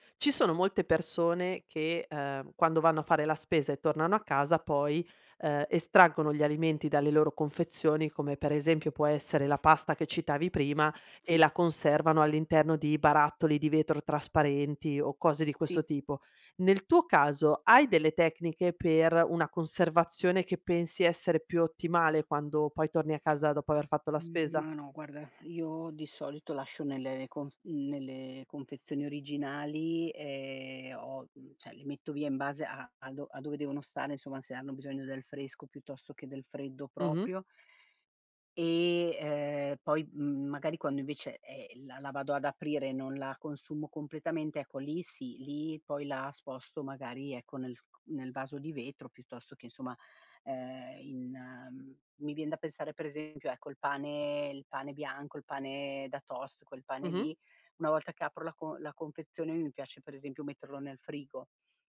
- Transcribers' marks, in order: none
- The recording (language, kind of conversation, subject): Italian, podcast, Hai qualche trucco per ridurre gli sprechi alimentari?